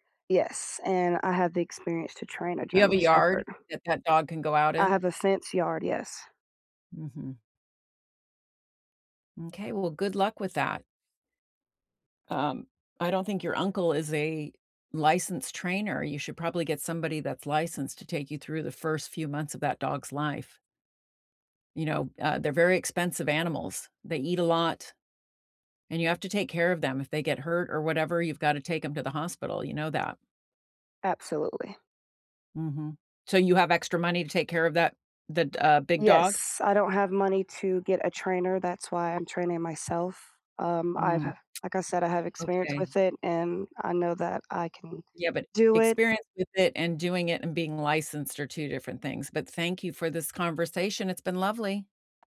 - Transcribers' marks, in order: tsk; other background noise
- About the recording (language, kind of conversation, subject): English, unstructured, What is the most surprising thing animals can sense about people?
- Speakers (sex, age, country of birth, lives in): female, 20-24, United States, United States; female, 65-69, United States, United States